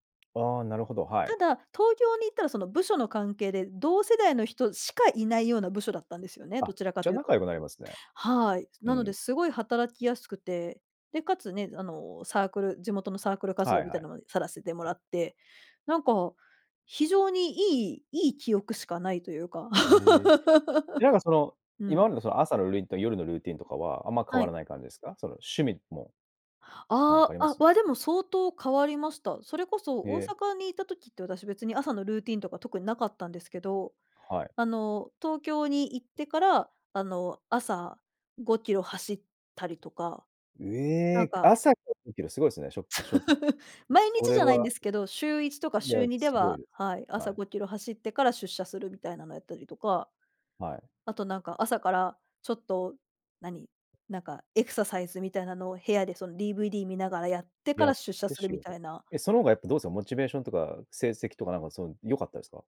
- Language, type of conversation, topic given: Japanese, podcast, 引っ越しをきっかけに自分が変わったと感じた経験はありますか？
- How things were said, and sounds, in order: laugh; "ルーティン" said as "るりん"; laugh